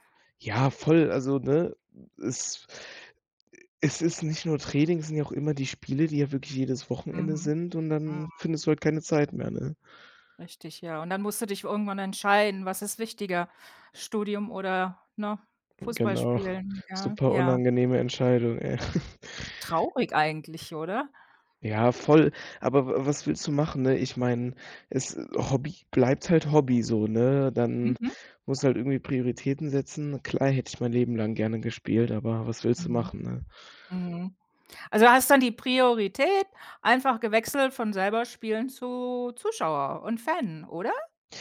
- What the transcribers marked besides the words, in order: chuckle
- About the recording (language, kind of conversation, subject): German, podcast, Erzähl mal, wie du zu deinem liebsten Hobby gekommen bist?